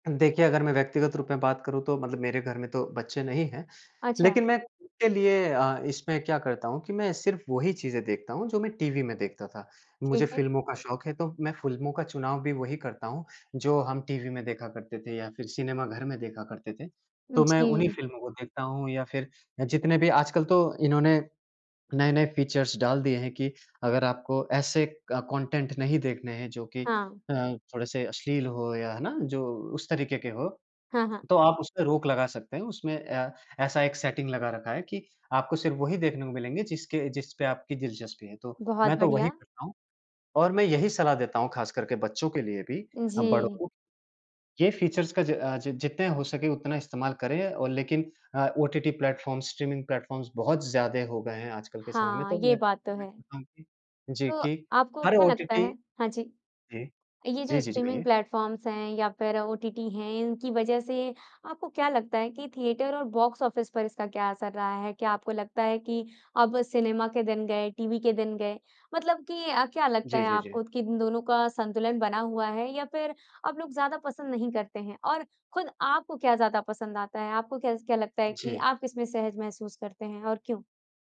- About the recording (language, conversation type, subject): Hindi, podcast, स्ट्रीमिंग सेवाओं ने मनोरंजन को किस तरह बदला है, इस बारे में आपकी क्या राय है?
- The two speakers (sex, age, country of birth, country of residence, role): female, 20-24, India, India, host; male, 30-34, India, India, guest
- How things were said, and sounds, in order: unintelligible speech; in English: "फ़ीचर्स"; in English: "क कॉन्टेंट"; in English: "सेटिंग"; in English: "फ़ीचर्स"; in English: "प्लेटफ़ॉर्म्स, स्ट्रीमिंग प्लेटफ़ॉर्म्स"; in English: "स्ट्रीमिंग प्लेटफ़ॉर्म्स"; in English: "थिएटर"; in English: "बॉक्स ऑफ़िस"